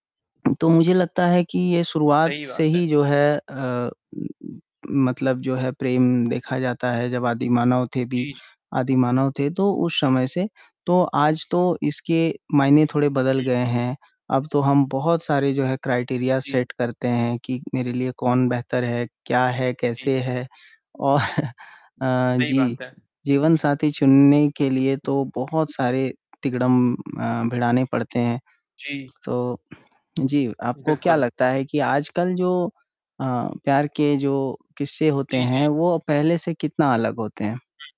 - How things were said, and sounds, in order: static; distorted speech; in English: "क्राइटेरिया सेट"; chuckle
- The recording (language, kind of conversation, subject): Hindi, unstructured, जब प्यार में मुश्किलें आती हैं, तो आप क्या करते हैं?